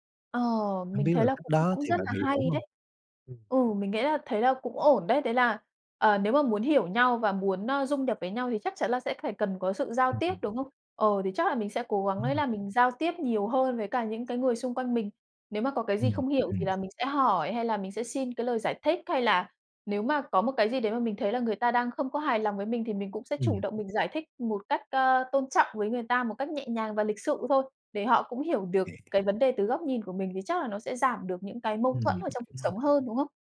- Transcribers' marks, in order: other background noise; tapping; unintelligible speech
- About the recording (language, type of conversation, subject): Vietnamese, advice, Bạn đã trải nghiệm sốc văn hóa, bối rối về phong tục và cách giao tiếp mới như thế nào?